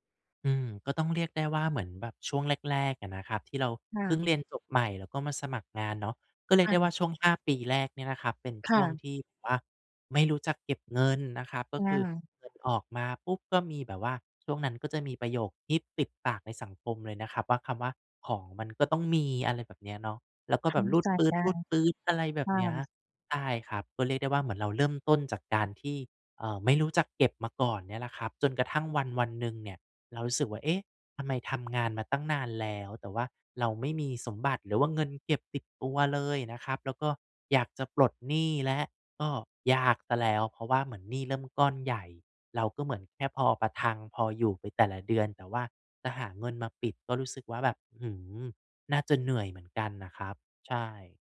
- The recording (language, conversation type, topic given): Thai, advice, ฉันควรจัดการหนี้และค่าใช้จ่ายฉุกเฉินอย่างไรเมื่อรายได้ไม่พอ?
- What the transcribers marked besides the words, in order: none